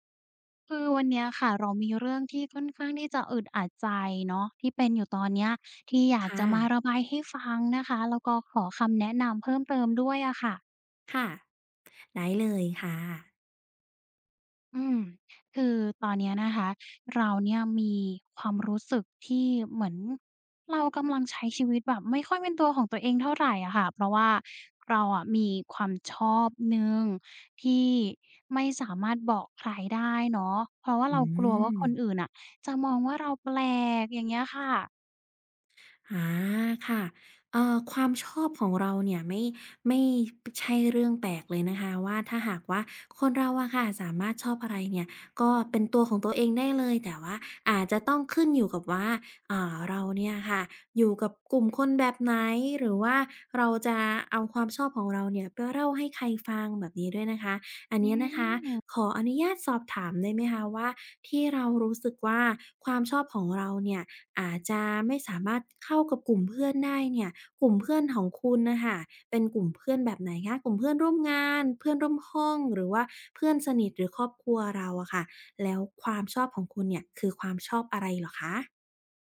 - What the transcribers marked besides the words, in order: drawn out: "ค่ะ"; drawn out: "ค่ะ"; drawn out: "อืม"; drawn out: "แปลก"; drawn out: "อา"; drawn out: "อืม"
- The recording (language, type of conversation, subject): Thai, advice, คุณเคยต้องซ่อนความชอบหรือความเชื่อของตัวเองเพื่อให้เข้ากับกลุ่มไหม?